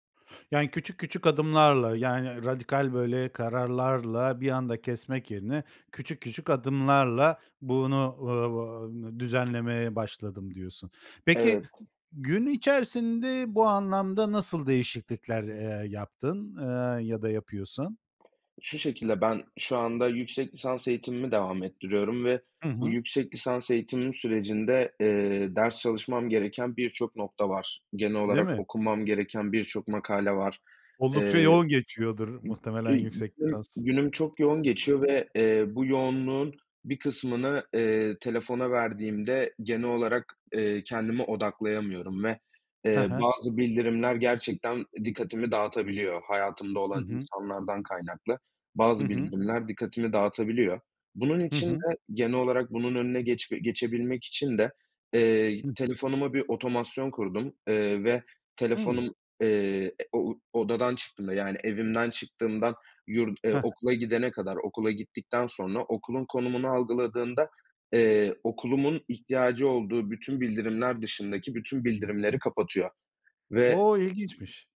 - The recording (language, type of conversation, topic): Turkish, podcast, Ekran süresini azaltmak için ne yapıyorsun?
- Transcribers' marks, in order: other background noise; unintelligible speech